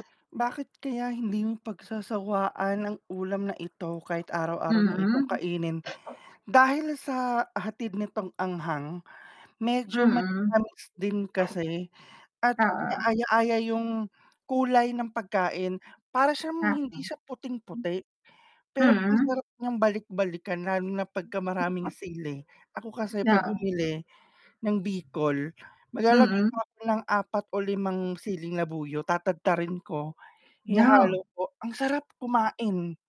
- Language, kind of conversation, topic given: Filipino, unstructured, Anong ulam ang hindi mo pagsasawaang kainin?
- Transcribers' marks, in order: tapping; other background noise; distorted speech; tongue click; static